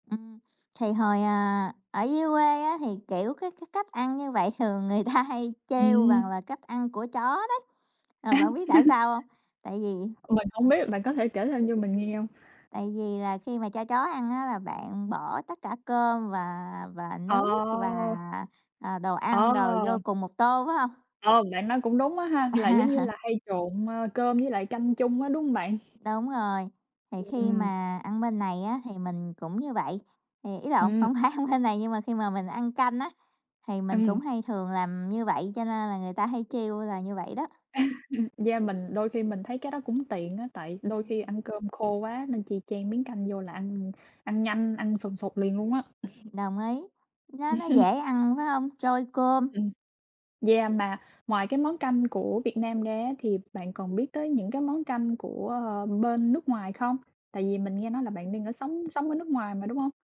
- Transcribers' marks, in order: other background noise; laughing while speaking: "người ta"; tapping; laugh; laugh; laughing while speaking: "hổng phải, hông"; chuckle; chuckle
- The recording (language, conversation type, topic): Vietnamese, unstructured, Bạn có bí quyết nào để nấu canh ngon không?